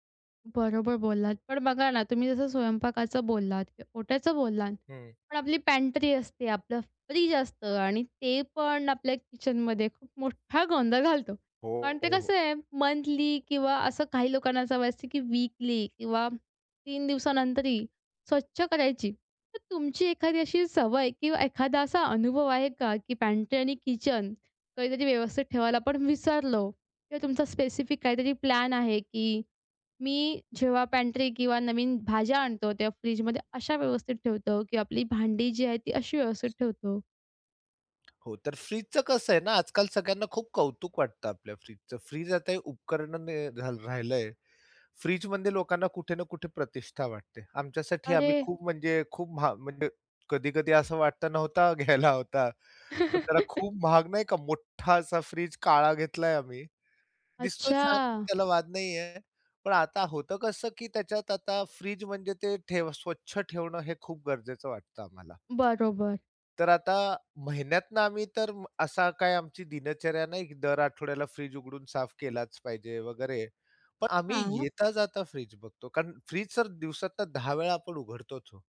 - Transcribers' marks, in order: in English: "पॅन्ट्री"; in English: "पॅन्ट्री"; other noise; in English: "पॅन्ट्री"; other background noise; laugh; lip smack
- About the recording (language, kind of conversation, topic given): Marathi, podcast, अन्नसाठा आणि स्वयंपाकघरातील जागा गोंधळमुक्त कशी ठेवता?